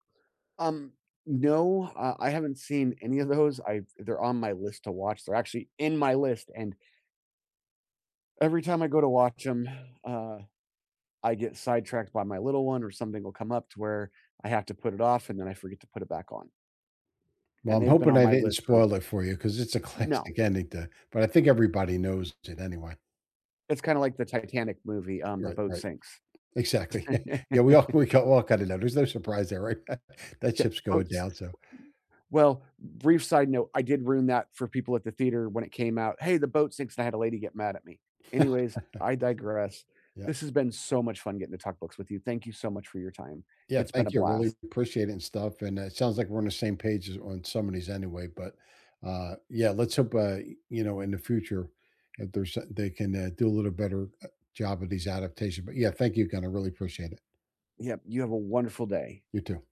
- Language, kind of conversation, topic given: English, unstructured, Which book-to-screen adaptations truly surprised you, for better or worse, and what caught you off guard about them?
- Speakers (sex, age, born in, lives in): male, 45-49, United States, United States; male, 65-69, United States, United States
- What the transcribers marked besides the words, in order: tapping; stressed: "in"; laughing while speaking: "classic"; other background noise; other noise; chuckle; laugh; chuckle; laugh